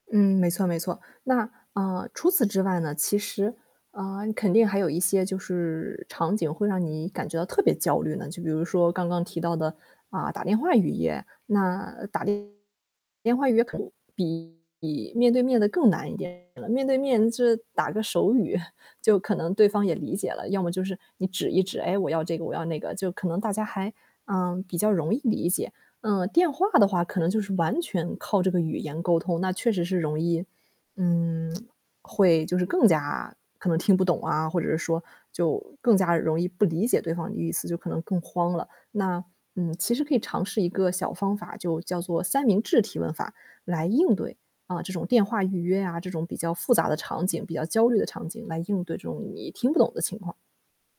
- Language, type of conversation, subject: Chinese, advice, 语言障碍给你的日常生活带来了哪些挫折？
- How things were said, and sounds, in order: static; distorted speech; chuckle; other background noise; tsk